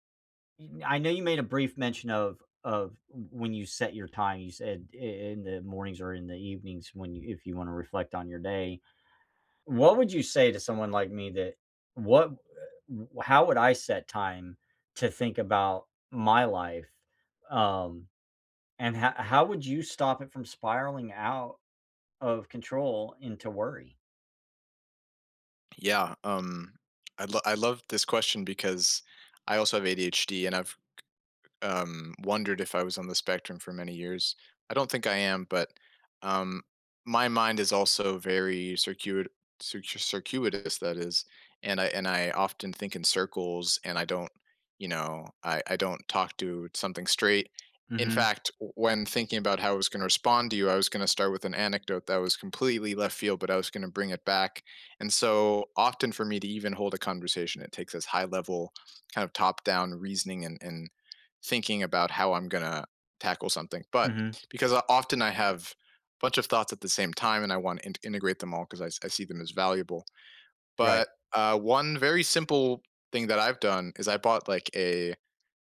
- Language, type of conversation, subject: English, unstructured, How can you make time for reflection without it turning into rumination?
- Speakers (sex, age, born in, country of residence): male, 25-29, United States, United States; male, 45-49, United States, United States
- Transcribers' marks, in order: tapping; other background noise